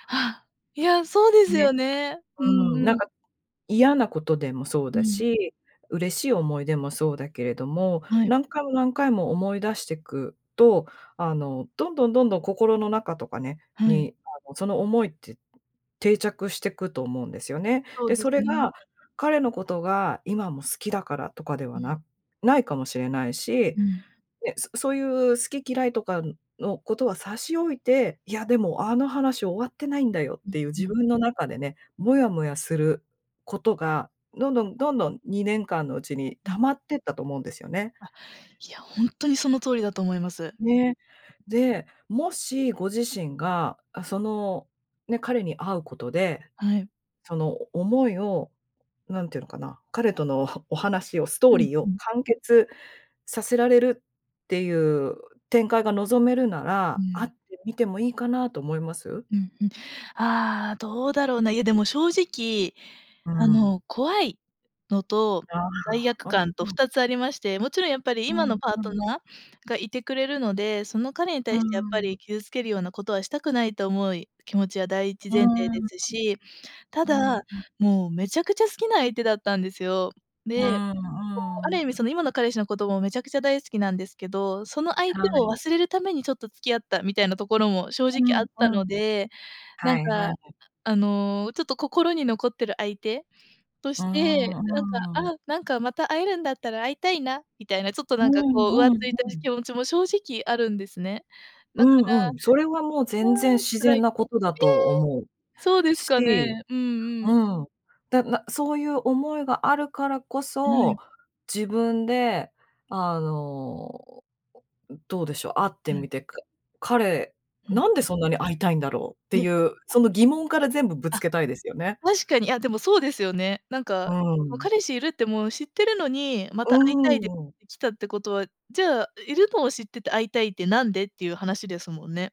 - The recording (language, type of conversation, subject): Japanese, advice, 相手からの連絡を無視すべきか迷っている
- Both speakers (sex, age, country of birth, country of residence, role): female, 25-29, Japan, Japan, user; female, 45-49, Japan, United States, advisor
- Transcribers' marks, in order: none